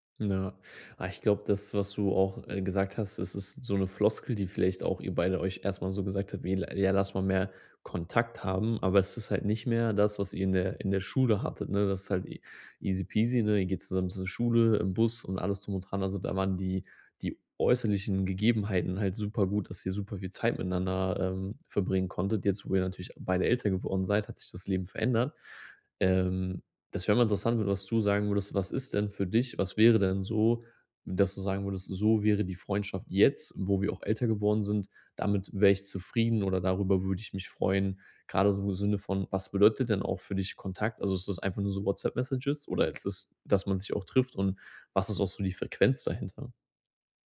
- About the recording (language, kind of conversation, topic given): German, advice, Wie gehe ich am besten mit Kontaktverlust in Freundschaften um?
- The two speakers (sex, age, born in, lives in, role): male, 18-19, Germany, Germany, user; male, 30-34, Germany, Germany, advisor
- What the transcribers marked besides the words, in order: none